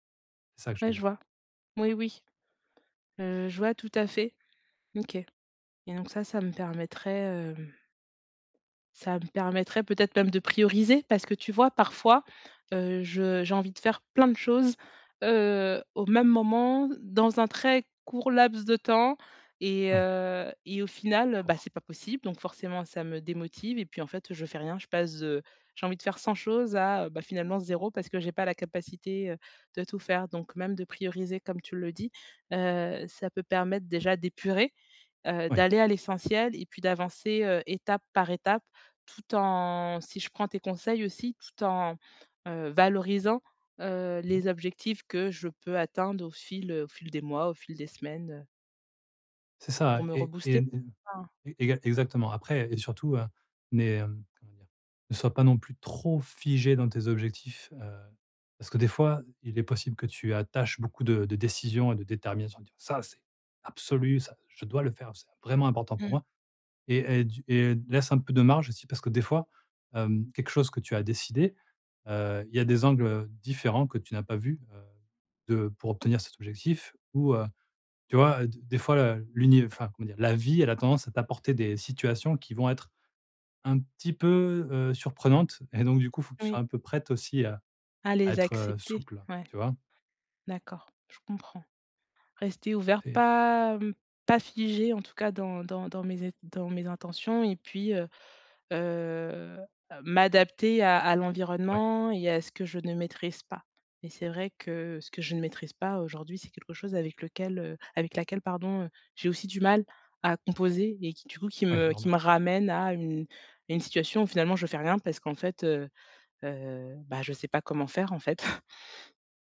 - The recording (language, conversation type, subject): French, advice, Comment organiser des routines flexibles pour mes jours libres ?
- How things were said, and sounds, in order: tapping; unintelligible speech; laughing while speaking: "et"; chuckle